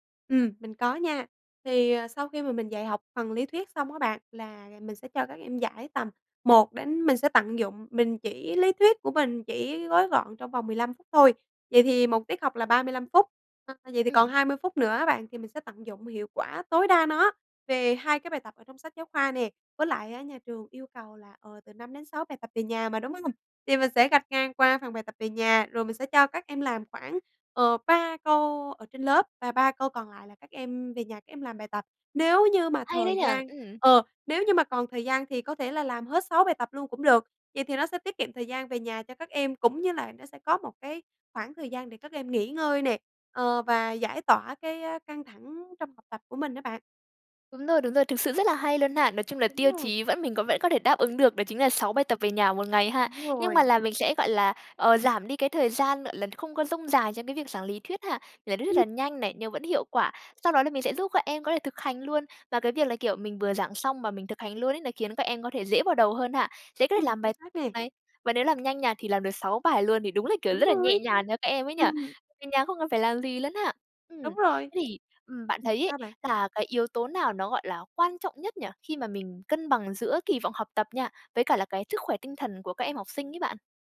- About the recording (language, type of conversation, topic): Vietnamese, podcast, Làm sao giảm bài tập về nhà mà vẫn đảm bảo tiến bộ?
- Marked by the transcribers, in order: unintelligible speech; tapping